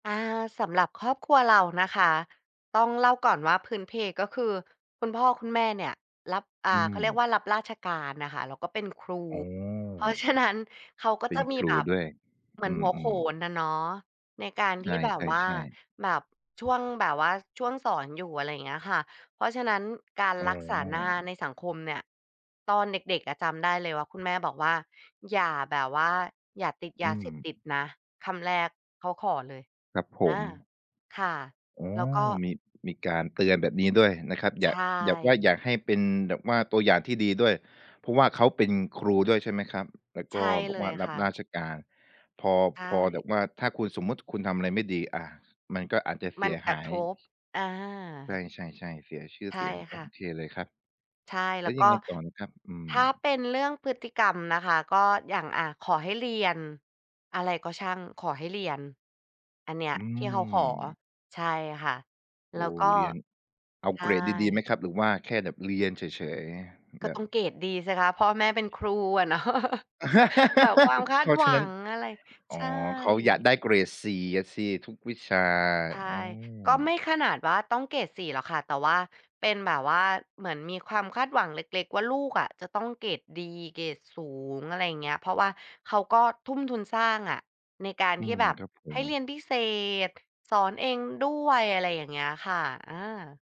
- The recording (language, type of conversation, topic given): Thai, podcast, ครอบครัวคาดหวังให้รักษาหน้าในสังคมอย่างไรบ้าง?
- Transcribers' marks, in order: tapping; laughing while speaking: "ฉะนั้น"; other background noise; laugh; laughing while speaking: "เนาะ"; chuckle